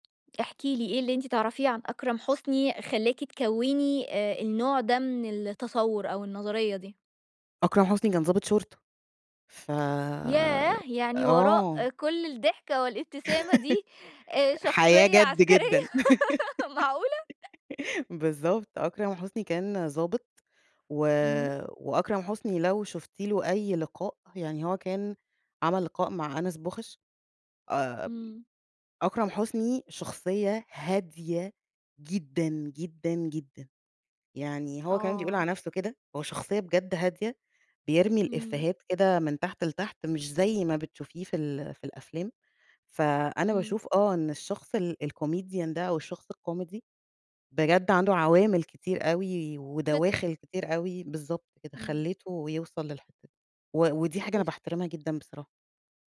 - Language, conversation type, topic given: Arabic, podcast, إيه اللي بيخلي فيلم كوميدي يضحّكك بجد؟
- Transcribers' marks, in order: laugh; laughing while speaking: "عسكرية، معقولة؟!"; laugh; tapping; in English: "الcomedian"